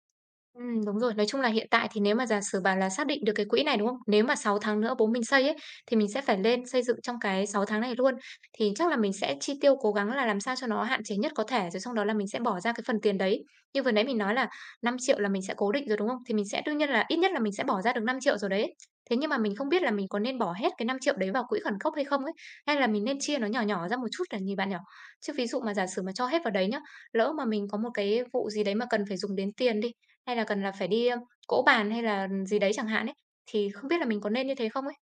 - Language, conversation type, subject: Vietnamese, advice, Làm sao để lập quỹ khẩn cấp khi hiện tại tôi chưa có và đang lo về các khoản chi phí bất ngờ?
- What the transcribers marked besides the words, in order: tapping; other background noise